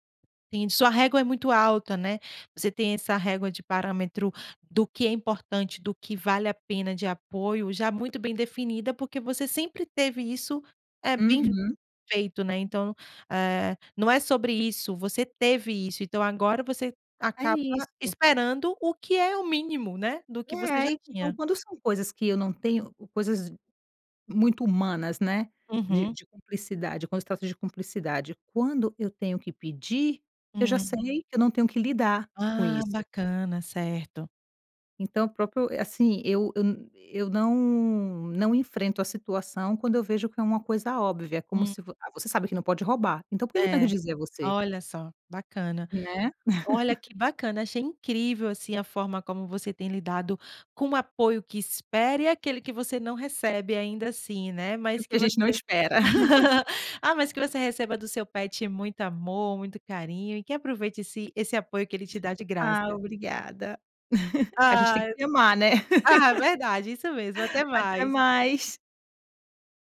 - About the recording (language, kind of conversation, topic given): Portuguese, podcast, Como lidar quando o apoio esperado não aparece?
- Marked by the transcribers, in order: unintelligible speech; tapping; laugh; laugh; chuckle; laugh